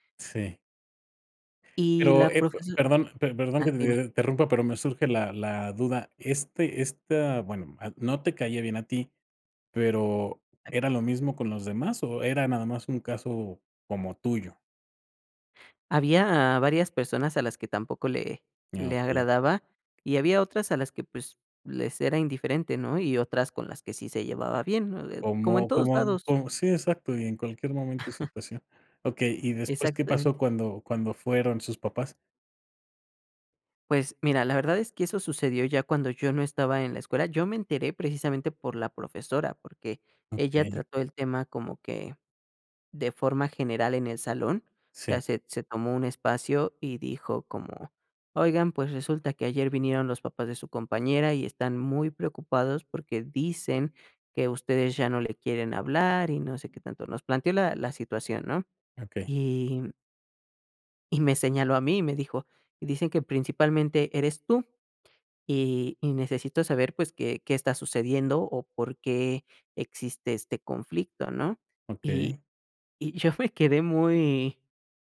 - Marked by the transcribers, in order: other noise; chuckle; giggle
- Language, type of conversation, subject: Spanish, podcast, ¿Cuál fue un momento que cambió tu vida por completo?